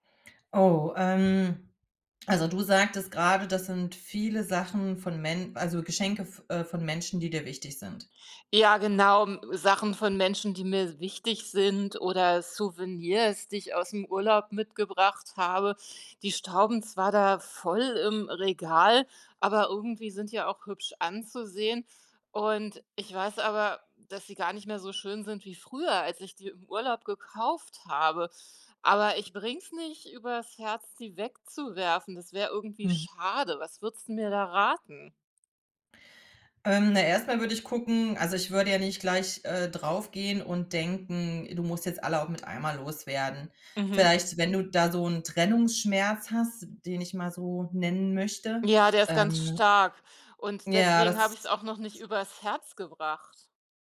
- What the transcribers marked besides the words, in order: other background noise
- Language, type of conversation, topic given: German, advice, Warum fällt es dir schwer, dich von Gegenständen mit emotionalem Wert zu trennen?